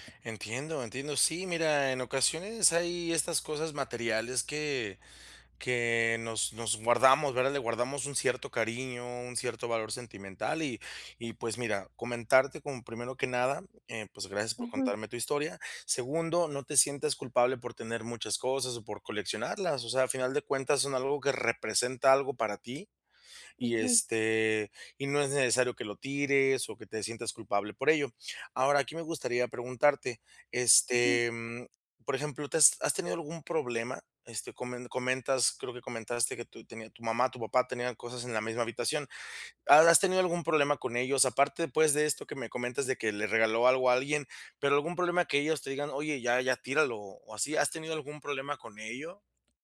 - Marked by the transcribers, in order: none
- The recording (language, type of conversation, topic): Spanish, advice, ¿Cómo decido qué cosas conservar y cuáles desechar al empezar a ordenar mis pertenencias?